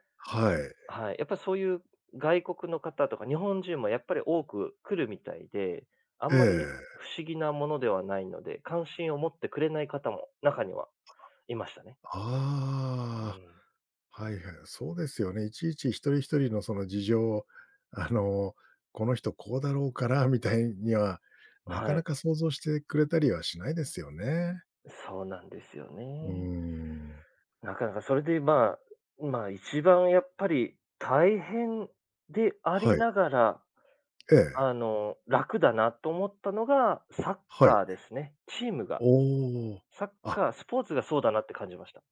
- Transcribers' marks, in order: other background noise
- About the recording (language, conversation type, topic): Japanese, podcast, 言葉が通じない場所で、どのようにコミュニケーションを取りますか？